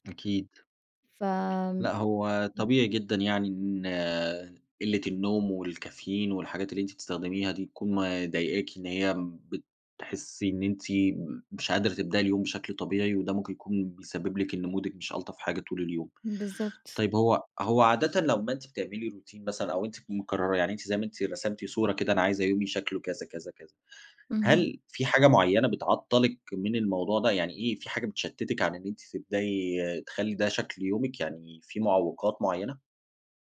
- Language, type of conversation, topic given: Arabic, advice, إزاي أقدر أبني روتين صباحي ثابت ومايتعطلش بسرعة؟
- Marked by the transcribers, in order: in English: "مودِك"; in English: "روتين"